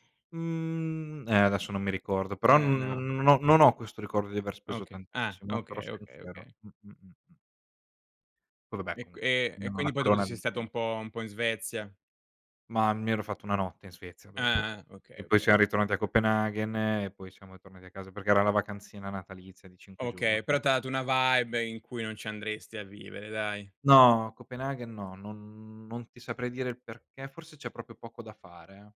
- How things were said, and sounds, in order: in English: "vibe"; "proprio" said as "propio"
- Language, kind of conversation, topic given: Italian, unstructured, Cosa preferisci tra mare, montagna e città?